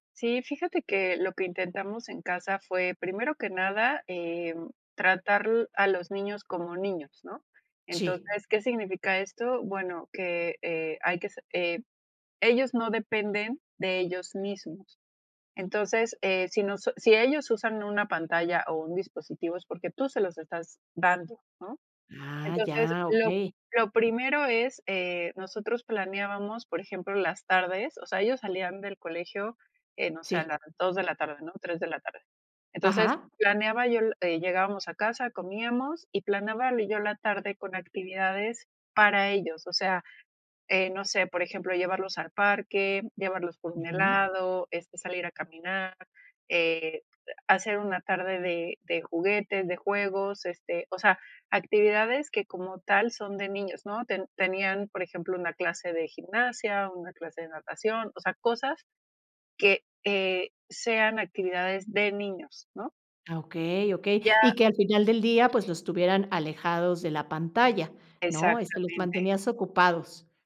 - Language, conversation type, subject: Spanish, podcast, ¿Cómo controlas el uso de pantallas con niños en casa?
- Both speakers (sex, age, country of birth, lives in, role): female, 40-44, Mexico, Mexico, guest; female, 45-49, Mexico, Mexico, host
- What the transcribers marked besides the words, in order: other background noise